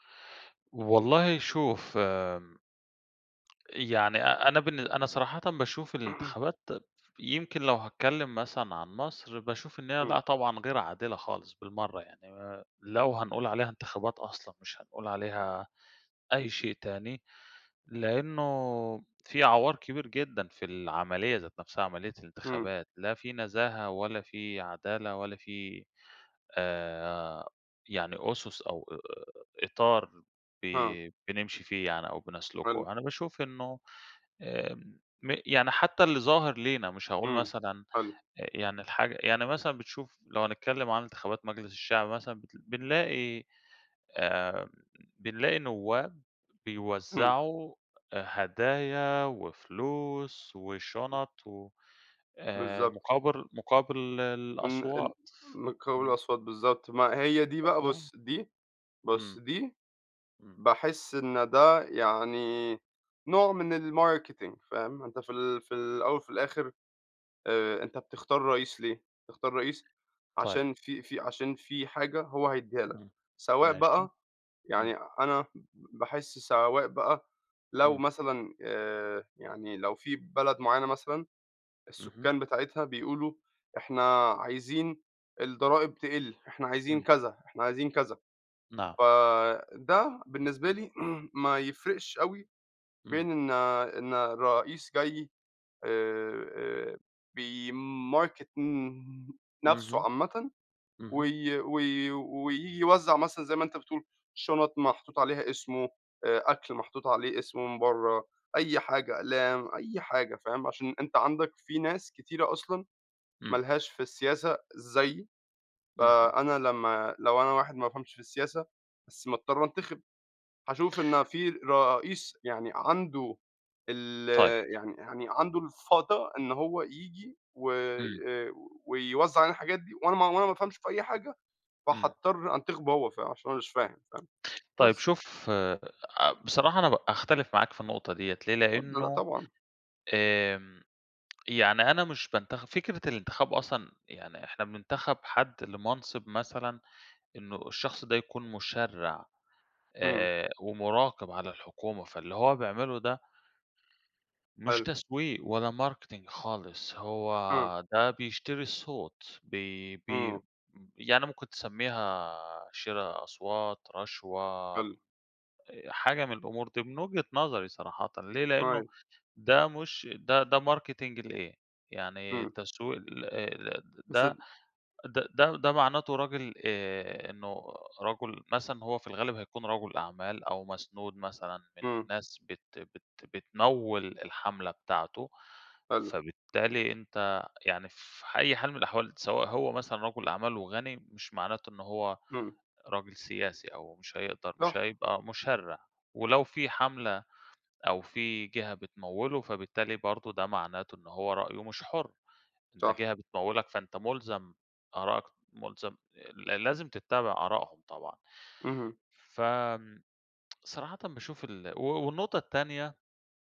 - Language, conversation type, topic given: Arabic, unstructured, هل شايف إن الانتخابات بتتعمل بعدل؟
- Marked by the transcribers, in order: tapping; throat clearing; other background noise; unintelligible speech; in English: "الmarketing"; throat clearing; in English: "بيmarket"; unintelligible speech; in English: "marketing"; in English: "marketing"